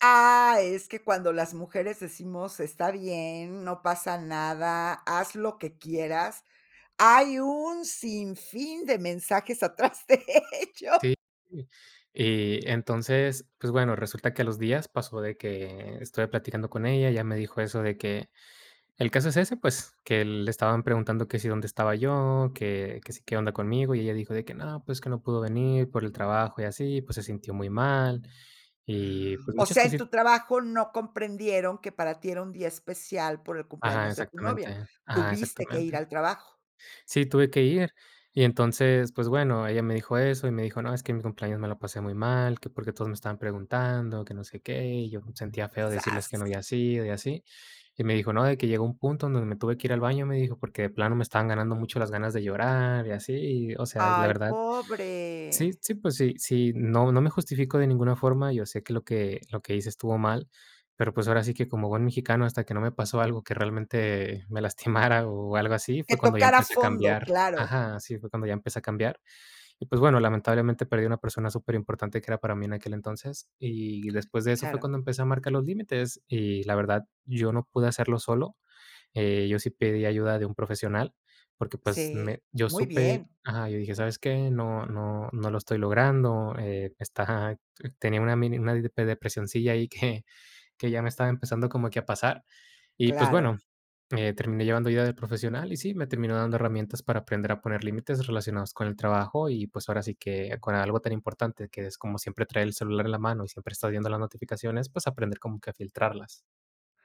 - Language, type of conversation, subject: Spanish, podcast, ¿Cómo estableces límites entre el trabajo y tu vida personal cuando siempre tienes el celular a la mano?
- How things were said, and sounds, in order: laughing while speaking: "atrás de ello"; tapping; put-on voice: "¡Ay, pobre!"; laughing while speaking: "lastimara"; other background noise